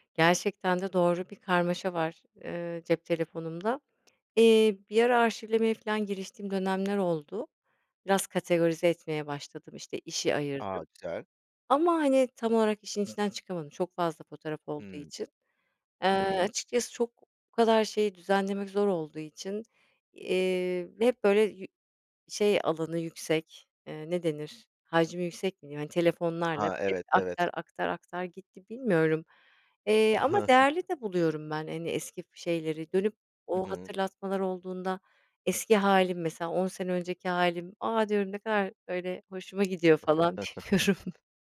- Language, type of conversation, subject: Turkish, podcast, Eski gönderileri silmeli miyiz yoksa saklamalı mıyız?
- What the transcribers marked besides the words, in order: tapping; other background noise; chuckle; chuckle; laughing while speaking: "bilmiyorum"